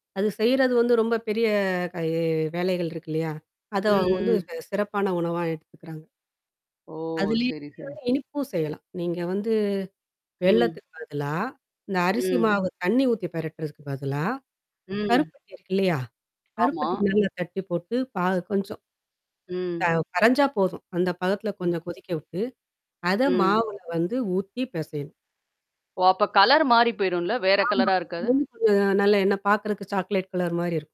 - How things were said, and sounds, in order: static; other background noise; distorted speech; unintelligible speech; tapping; in English: "கலர்"; in English: "கலரா"; in English: "சாக்லேட் கலர்"
- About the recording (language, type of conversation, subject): Tamil, podcast, உங்கள் பாரம்பரிய உணவுகளில் உங்களுக்குப் பிடித்த ஒரு இதமான உணவைப் பற்றி சொல்ல முடியுமா?